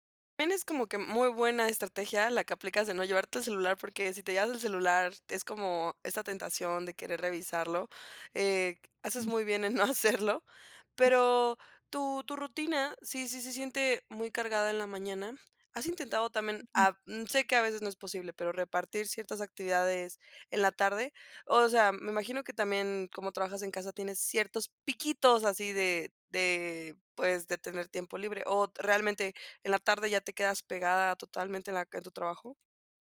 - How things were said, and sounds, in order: other background noise; laughing while speaking: "no hacerlo"
- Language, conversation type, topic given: Spanish, advice, ¿Cómo puedo mantener mi energía constante durante el día?